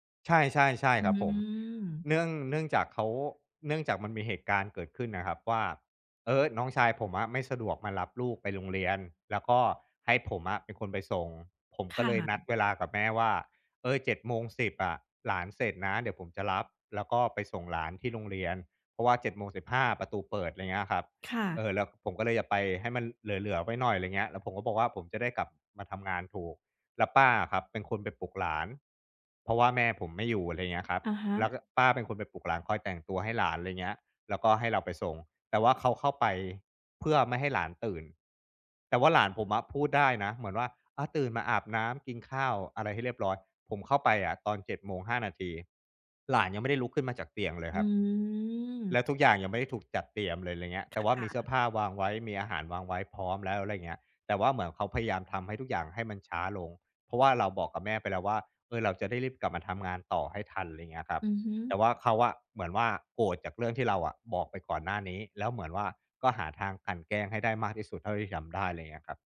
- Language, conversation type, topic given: Thai, podcast, คุณเคยตั้งขอบเขตกับครอบครัวแล้วรู้สึกลำบากไหม?
- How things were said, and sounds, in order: tapping